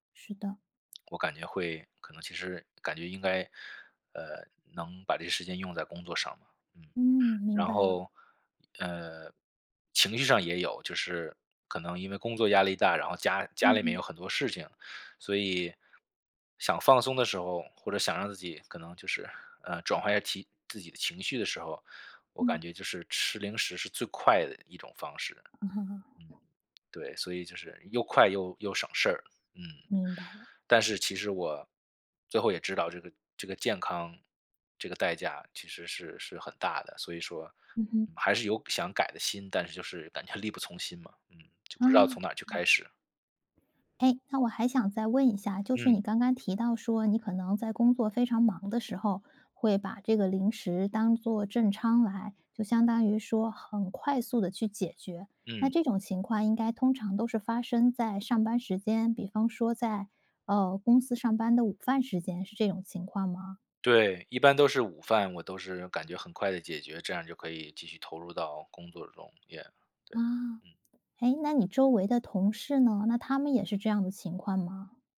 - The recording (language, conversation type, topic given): Chinese, advice, 如何控制零食冲动
- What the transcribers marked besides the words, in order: chuckle; other background noise; laughing while speaking: "力不"